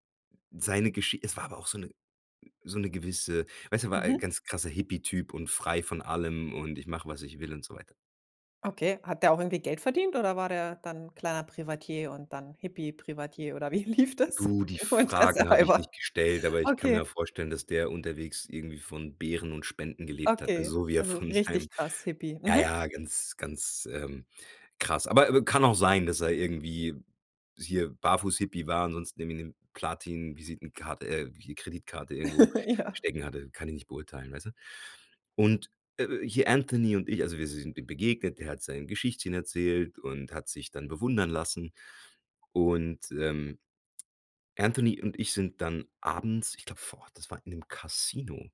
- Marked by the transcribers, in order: other noise; other background noise; laughing while speaking: "wie lief das? Nur interessehalber"; laugh; laughing while speaking: "Ja"
- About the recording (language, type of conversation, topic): German, podcast, Welche Begegnung hat dein Bild von Fremden verändert?